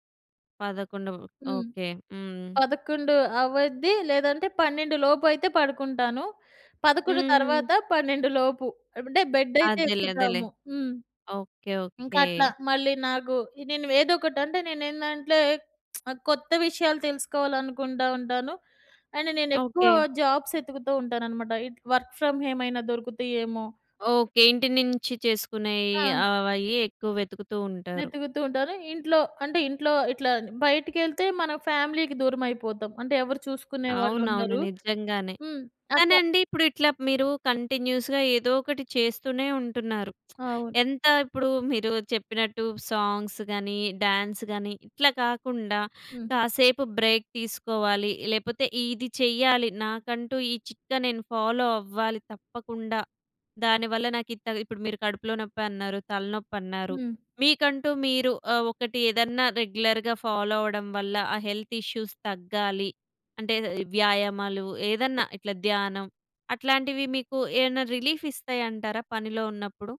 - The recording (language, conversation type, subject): Telugu, podcast, పనిలో ఒకే పని చేస్తున్నప్పుడు ఉత్సాహంగా ఉండేందుకు మీకు ఉపయోగపడే చిట్కాలు ఏమిటి?
- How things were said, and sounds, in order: in English: "బెడ్"; "ఏదోకటి" said as "వేదొకటి"; lip smack; in English: "అండ్"; in English: "జాబ్స్"; in English: "వర్క్ ఫ్రమ్"; in English: "ఫ్యామిలీ‌కి"; in English: "కంటిన్యూస్‌గా"; lip smack; in English: "సాంగ్స్"; in English: "డ్యాన్స్"; in English: "బ్రేక్"; in English: "ఫాలో"; in English: "రెగ్యులర్‌గా ఫాలో"; in English: "హెల్త్ ఇష్యూస్"; in English: "రిలీఫ్"